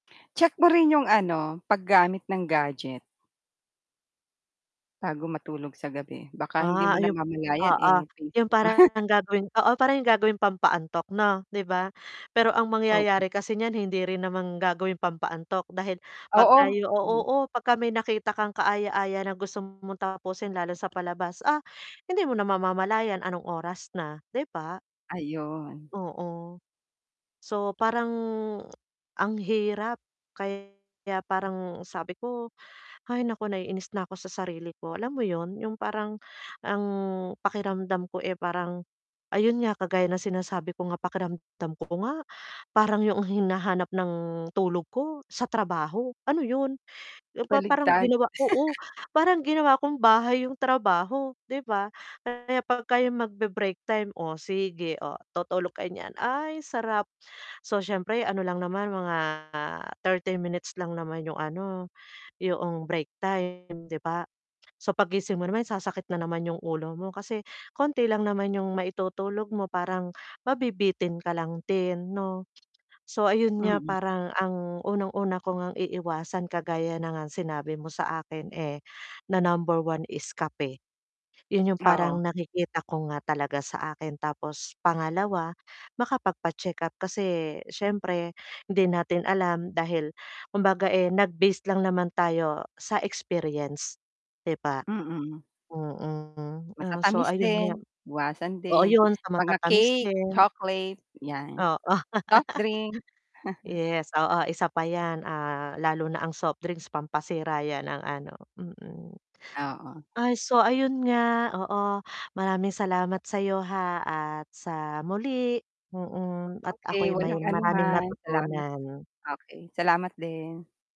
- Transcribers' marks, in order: static; distorted speech; laugh; laugh; laugh; chuckle
- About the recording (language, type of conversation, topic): Filipino, advice, Bakit palagi akong inaantok sa trabaho kahit sapat ang tulog ko?